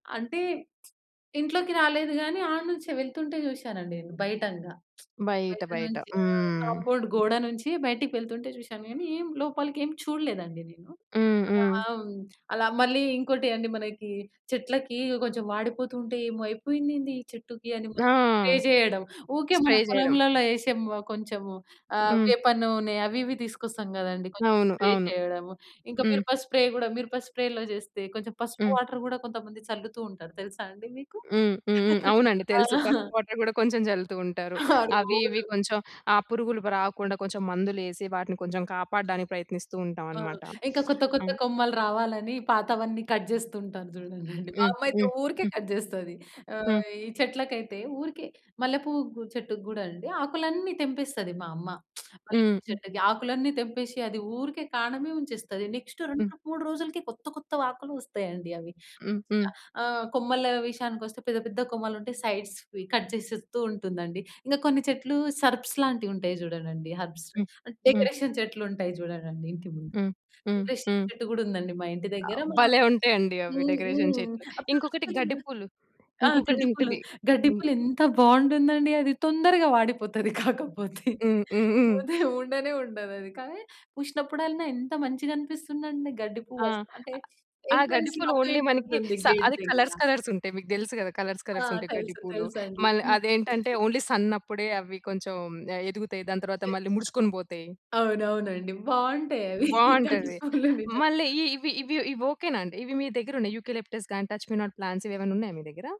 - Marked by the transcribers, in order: lip smack; lip smack; in English: "కాంపౌండ్"; in English: "స్ప్రే"; in English: "స్ప్రే"; in English: "స్ప్రే"; in English: "స్ప్రే"; in English: "స్ప్రేలో"; in English: "వాటర్"; laugh; in English: "వాటర్"; laughing while speaking: "ఆ! రోజు"; in English: "కట్"; in English: "కట్"; lip smack; in English: "నెక్స్ట్"; in English: "సైడ్స్‌వి కట్"; in English: "సర్పస్"; in English: "హెర్బ్స్, డెకరేషన్"; in English: "డెకరేషన్"; other noise; in English: "డెకరేషన్"; laughing while speaking: "కాకపోతే పోతే ఉండనే ఉండదు అది"; other background noise; in English: "ఎంట్రన్‌స్‌లో"; in English: "ఓన్లీ"; in English: "కలర్స్, కలర్స్"; in English: "గేట్"; in English: "కలర్స్, కలర్స్"; in English: "ఓన్లీ సన్"; in English: "అవి. గడ్డి పూవులు నిజం"
- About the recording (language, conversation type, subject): Telugu, podcast, మీకు చిన్న తోట ఉంటే దానితో మీరు ఏమి చేయాలనుకుంటారు?
- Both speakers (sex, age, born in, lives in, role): female, 20-24, India, India, guest; female, 25-29, India, India, host